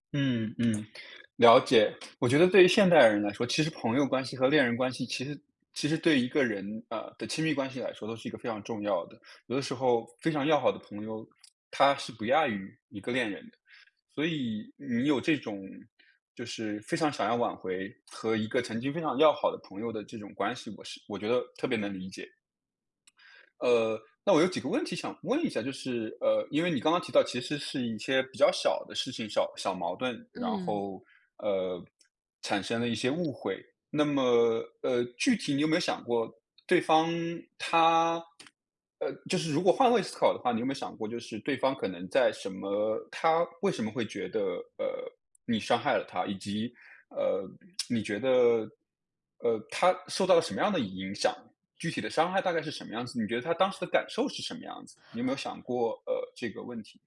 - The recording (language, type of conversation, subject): Chinese, advice, 如何才能真诚地向别人道歉并修复关系？
- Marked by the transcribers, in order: other background noise; lip smack; other noise